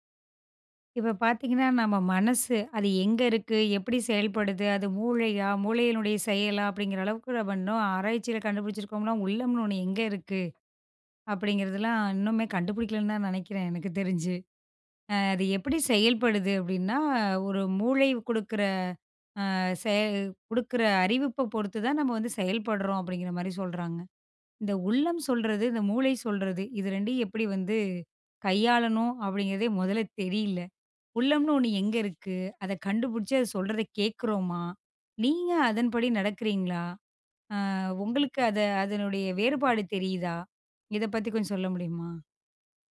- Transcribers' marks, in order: other noise
- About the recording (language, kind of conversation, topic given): Tamil, podcast, உங்கள் உள்ளக் குரலை நீங்கள் எப்படி கவனித்துக் கேட்கிறீர்கள்?